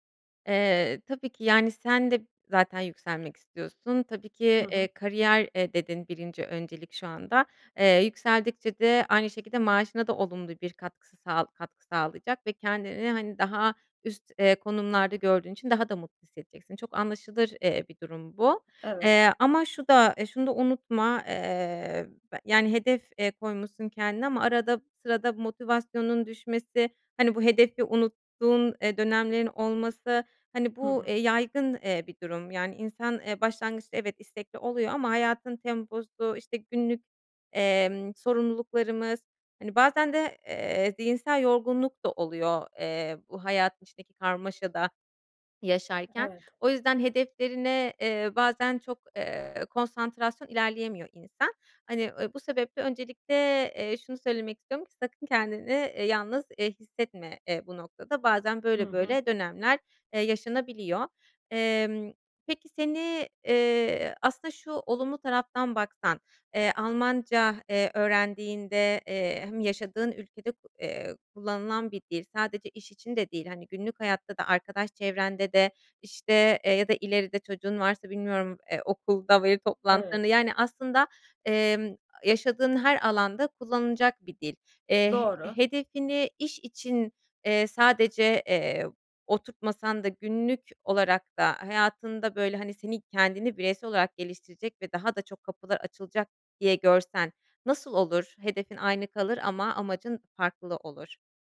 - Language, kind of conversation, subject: Turkish, advice, Hedefler koymama rağmen neden motive olamıyor ya da hedeflerimi unutuyorum?
- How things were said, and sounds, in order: none